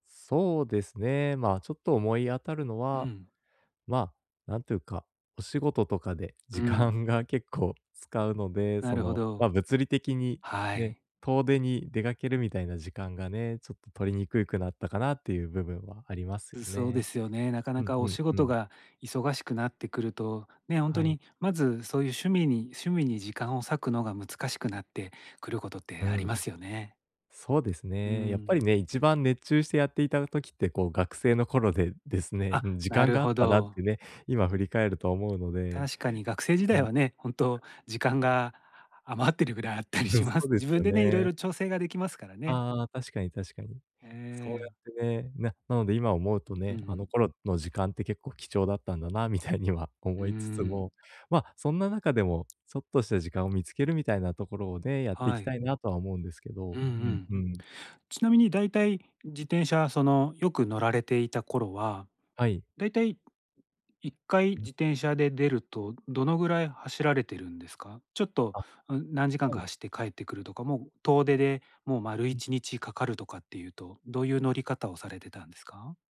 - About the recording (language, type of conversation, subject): Japanese, advice, モチベーションが低下したとき、どうすれば回復できますか？
- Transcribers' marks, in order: unintelligible speech; unintelligible speech